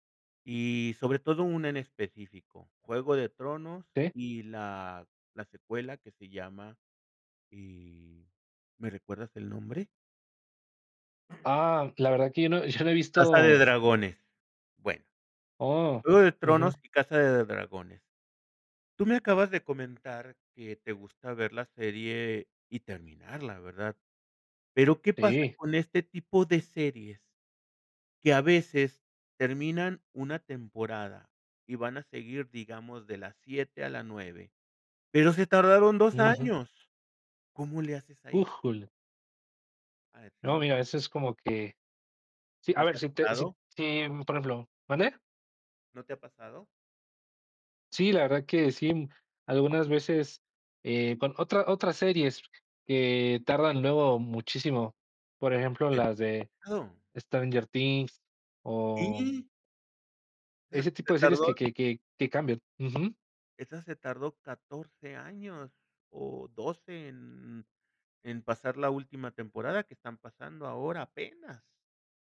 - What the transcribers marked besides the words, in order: throat clearing; chuckle; tapping; unintelligible speech
- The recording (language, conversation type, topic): Spanish, podcast, ¿Cómo eliges qué ver en plataformas de streaming?